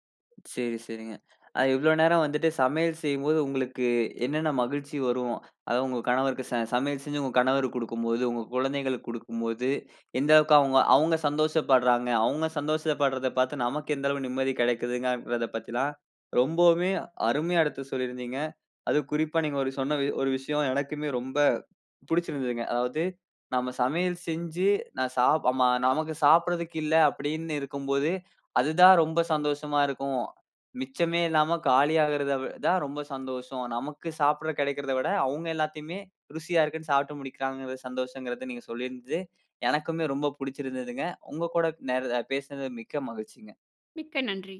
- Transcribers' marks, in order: none
- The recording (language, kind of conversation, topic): Tamil, podcast, சமையல் செய்யும் போது உங்களுக்குத் தனி மகிழ்ச்சி ஏற்படுவதற்குக் காரணம் என்ன?